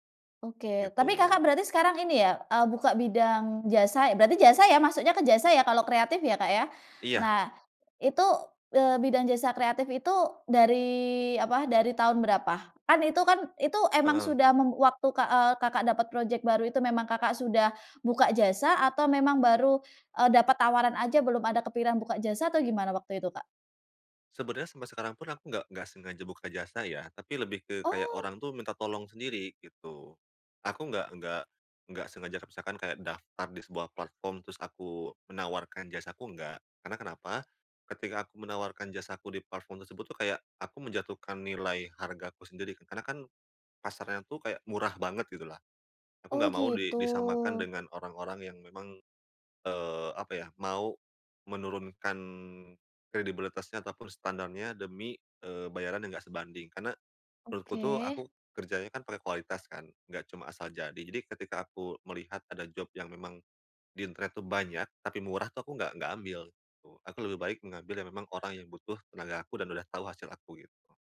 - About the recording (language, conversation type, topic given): Indonesian, podcast, Bagaimana cara menemukan minat yang dapat bertahan lama?
- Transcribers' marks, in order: "kepikiran" said as "kepiran"; in English: "job"